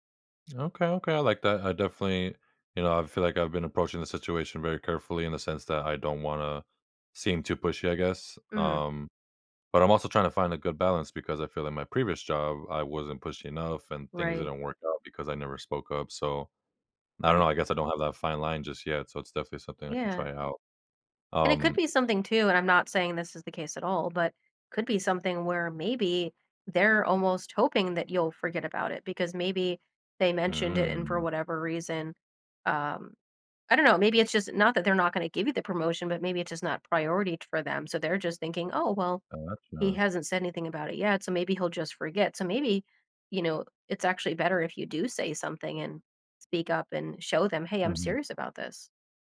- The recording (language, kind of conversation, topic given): English, advice, How can I position myself for a promotion at my company?
- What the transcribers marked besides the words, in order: tapping